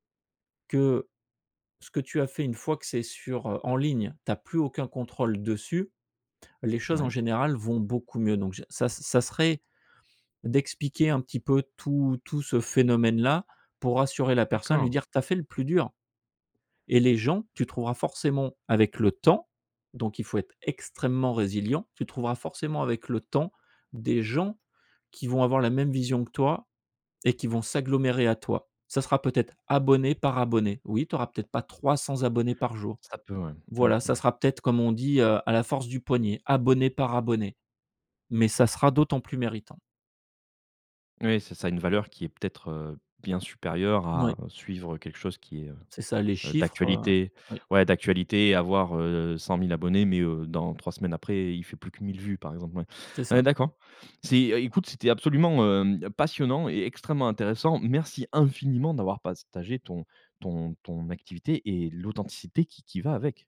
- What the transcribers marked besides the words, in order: tapping; "partagé" said as "pastagé"
- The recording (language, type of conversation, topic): French, podcast, Comment rester authentique lorsque vous exposez votre travail ?
- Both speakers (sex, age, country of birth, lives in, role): male, 35-39, France, France, host; male, 45-49, France, France, guest